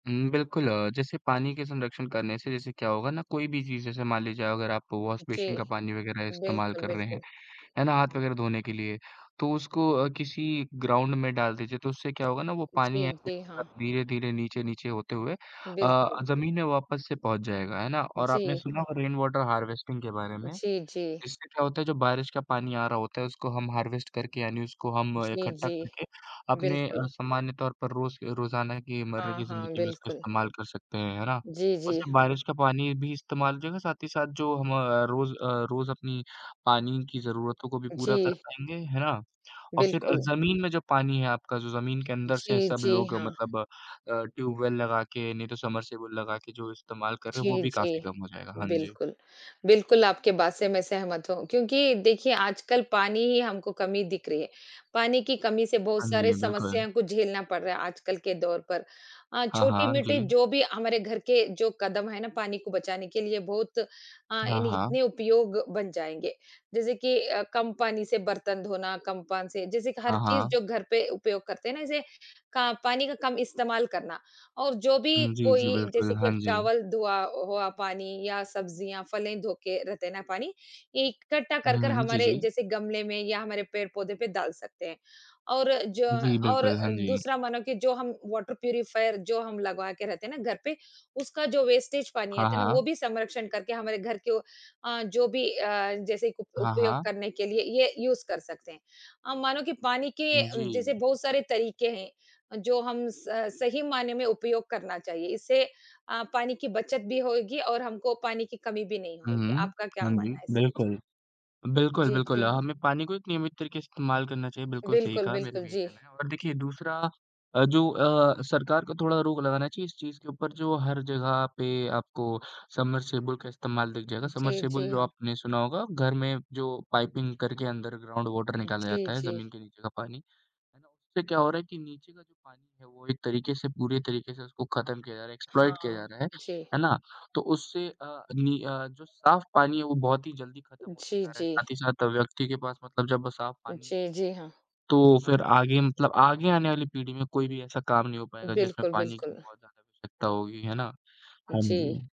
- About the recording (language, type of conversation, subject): Hindi, unstructured, आप रोज़ाना पानी की बचत कैसे करते हैं?
- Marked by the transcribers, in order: in English: "वॉश बेसिन"; in English: "ग्राउंड"; unintelligible speech; in English: "रेन वाटर हार्वेस्टिंग"; in English: "हार्वेस्ट"; in English: "ट्यूबवेल"; in English: "समर्सिबल"; in English: "वॉटर प्यूरीफायर"; tapping; in English: "वेस्टेज"; in English: "यूज़"; in English: "समर्सिबल"; in English: "समर्सिबल"; other background noise; in English: "पाइपिंग"; in English: "अंडर ग्राउंड वॉटर"; in English: "एक्सप्लॉइट"